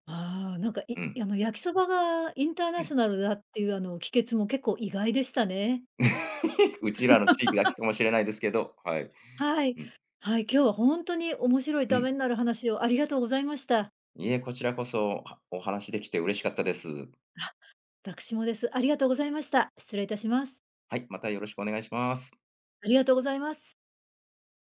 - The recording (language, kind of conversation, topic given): Japanese, podcast, 食文化に関して、特に印象に残っている体験は何ですか?
- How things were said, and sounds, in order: laugh; other noise; other background noise